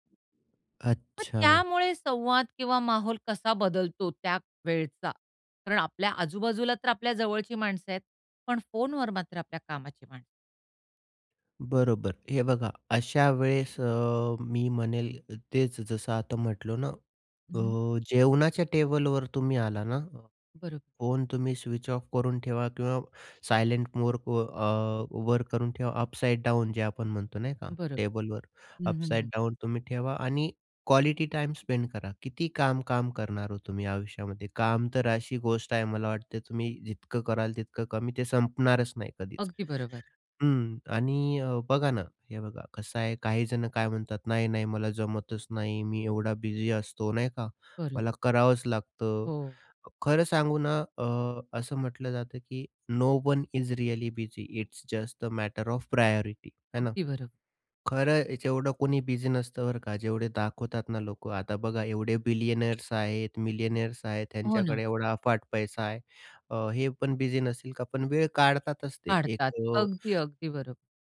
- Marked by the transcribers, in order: other background noise; in English: "स्विच ऑफ"; in English: "सायलेंट मोर्कवर"; "मोडवर" said as "मोर्कवर"; in English: "अपसाइड डाउन"; in English: "अपसाइड डाउन"; in English: "क्वालिटी टाइम स्पेंड"; in English: "बिझी"; in English: "नो वन इज रिअली बिझी इट्स जस्ट द मॅटर ऑफ प्रायॉरिटी"; in English: "बिझी"; in English: "बिलियनर्स"; in English: "मिलियनेयर्स"; in English: "बिझी"
- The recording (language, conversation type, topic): Marathi, podcast, फोन बाजूला ठेवून जेवताना तुम्हाला कसं वाटतं?